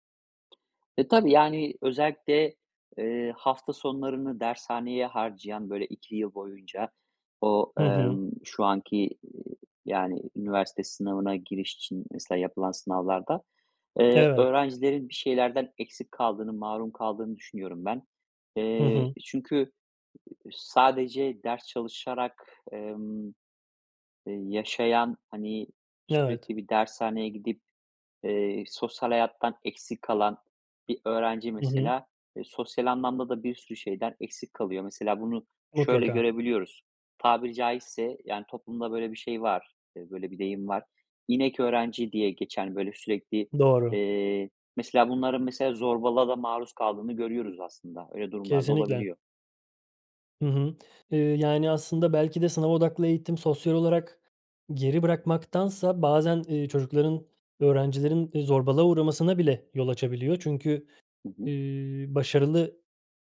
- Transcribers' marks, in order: other background noise; other noise; tapping
- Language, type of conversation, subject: Turkish, podcast, Sınav odaklı eğitim hakkında ne düşünüyorsun?